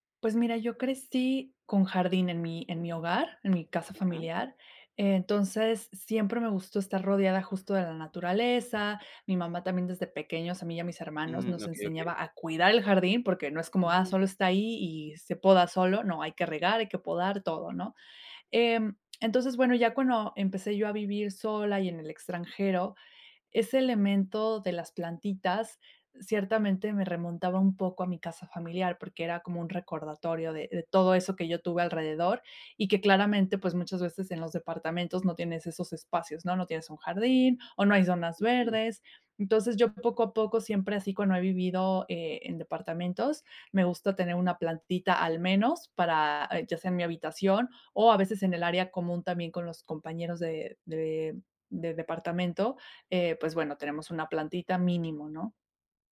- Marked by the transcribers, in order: none
- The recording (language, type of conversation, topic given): Spanish, podcast, ¿Qué te ha enseñado la experiencia de cuidar una planta?